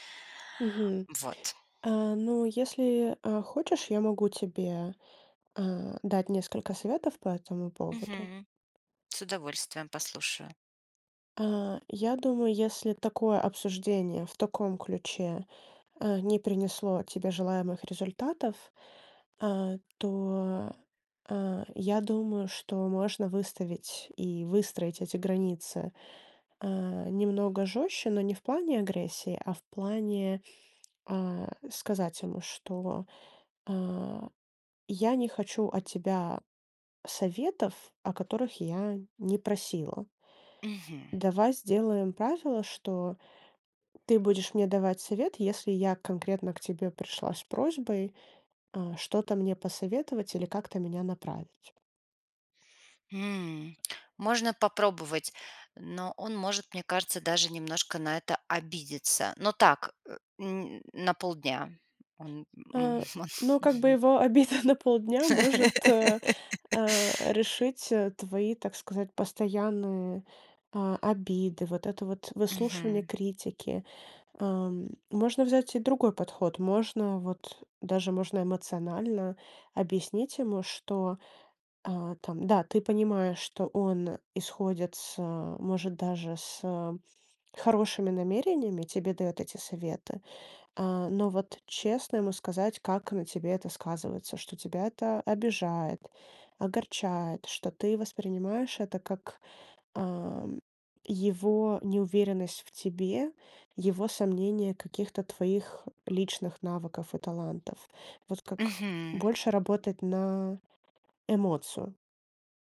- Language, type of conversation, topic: Russian, advice, Как реагировать, если близкий человек постоянно критикует мои выборы и решения?
- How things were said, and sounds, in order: lip smack; chuckle; laugh; "постоянные" said as "постоянны"